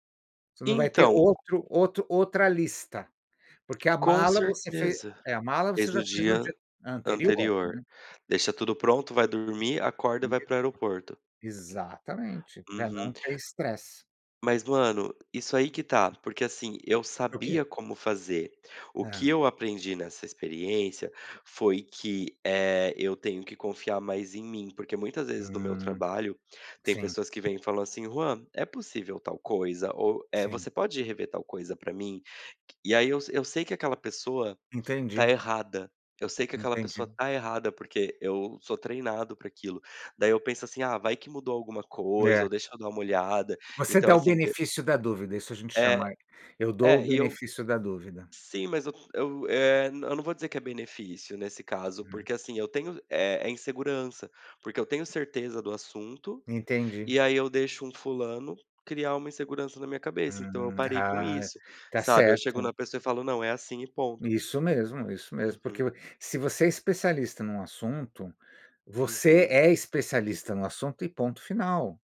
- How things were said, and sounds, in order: tapping
- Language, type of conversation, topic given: Portuguese, unstructured, Como você organiza o seu dia para ser mais produtivo?